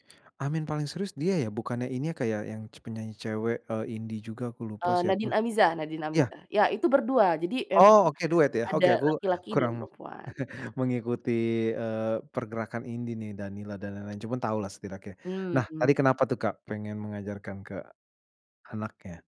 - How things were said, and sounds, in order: chuckle
- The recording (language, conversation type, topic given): Indonesian, podcast, Lagu apa yang ingin kamu ajarkan kepada anakmu kelak?